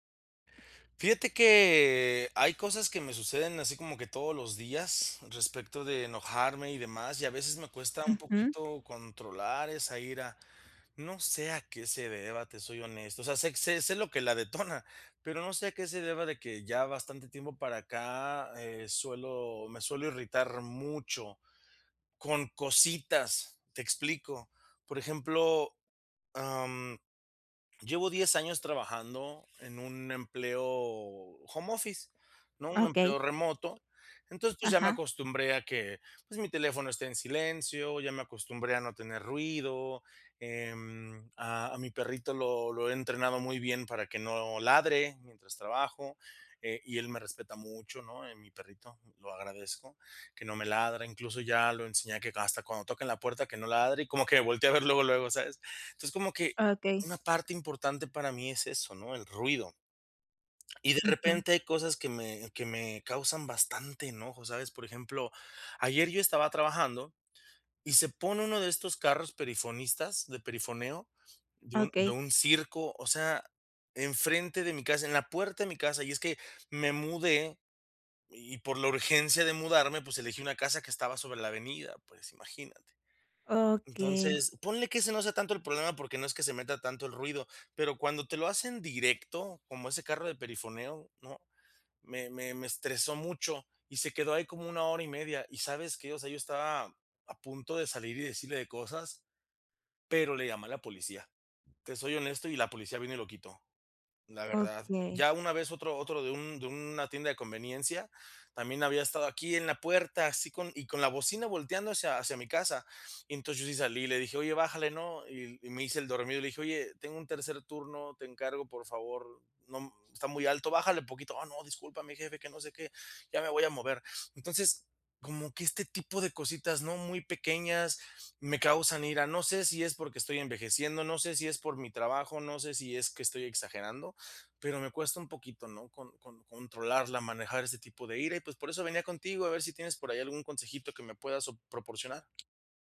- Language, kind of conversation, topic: Spanish, advice, ¿Cómo puedo manejar la ira y la frustración cuando aparecen de forma inesperada?
- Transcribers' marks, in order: laughing while speaking: "detona"; other background noise; laughing while speaking: "y como que me voltee a ver luego, luego, ¿sabes?"